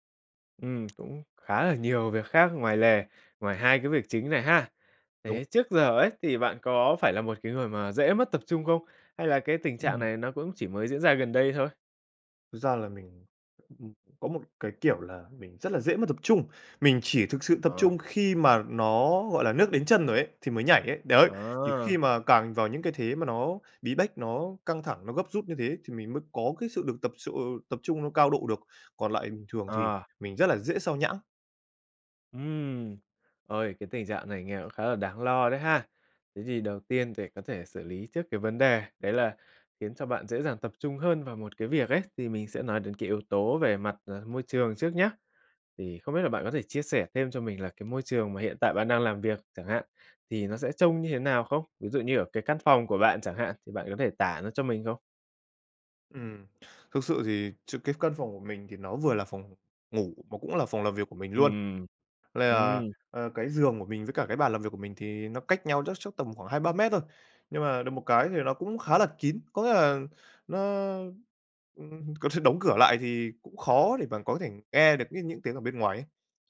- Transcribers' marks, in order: other background noise; tapping; laughing while speaking: "có thể"
- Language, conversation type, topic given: Vietnamese, advice, Làm thế nào để bớt bị gián đoạn và tập trung hơn để hoàn thành công việc?
- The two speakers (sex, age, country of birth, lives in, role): male, 18-19, Vietnam, Vietnam, user; male, 20-24, Vietnam, Vietnam, advisor